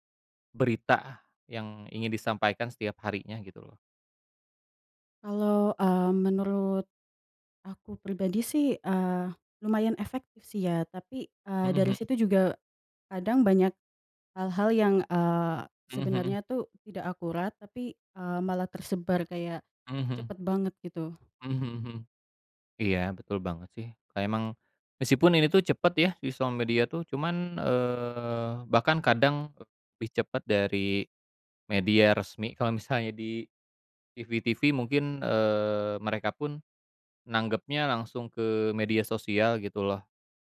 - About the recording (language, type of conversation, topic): Indonesian, unstructured, Bagaimana menurutmu media sosial memengaruhi berita saat ini?
- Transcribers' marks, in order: tapping